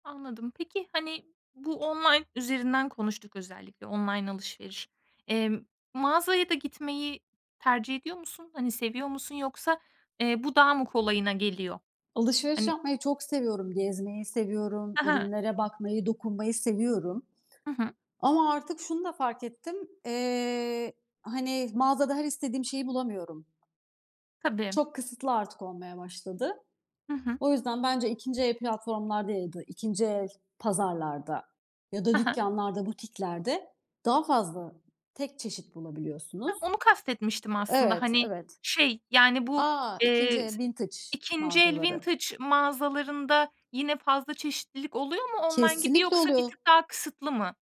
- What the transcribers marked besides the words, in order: other background noise; tapping; in English: "vintage"; in English: "vintage"
- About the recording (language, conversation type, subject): Turkish, podcast, İkinci el veya vintage giysiler hakkında ne düşünüyorsun?